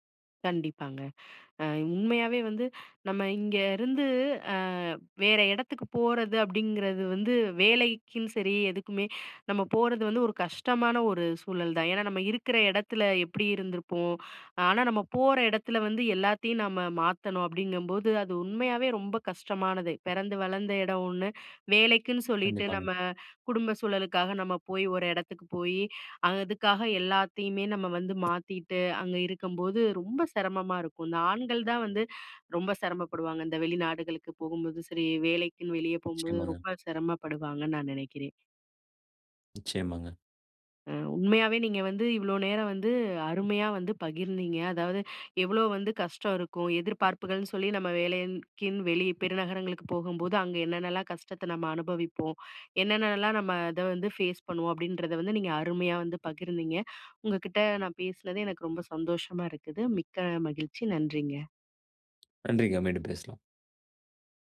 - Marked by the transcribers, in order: "உண்மையாவே" said as "இண்மையாவே"; other noise; in English: "ஃபேஸ்"; other background noise
- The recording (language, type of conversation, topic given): Tamil, podcast, சிறு நகரத்திலிருந்து பெரிய நகரத்தில் வேலைக்குச் செல்லும்போது என்னென்ன எதிர்பார்ப்புகள் இருக்கும்?
- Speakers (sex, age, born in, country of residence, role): female, 35-39, India, India, host; male, 35-39, India, Finland, guest